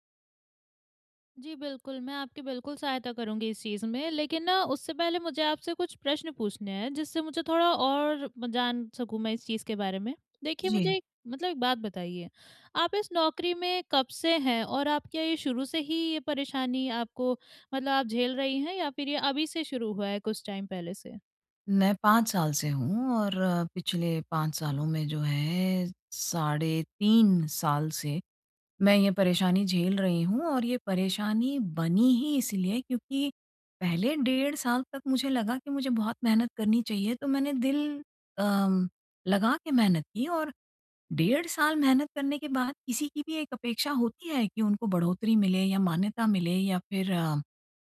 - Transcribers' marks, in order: in English: "टाइम"
- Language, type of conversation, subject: Hindi, advice, प्रमोन्नति और मान्यता न मिलने पर मुझे नौकरी कब बदलनी चाहिए?
- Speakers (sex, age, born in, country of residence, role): female, 20-24, India, India, advisor; female, 45-49, India, India, user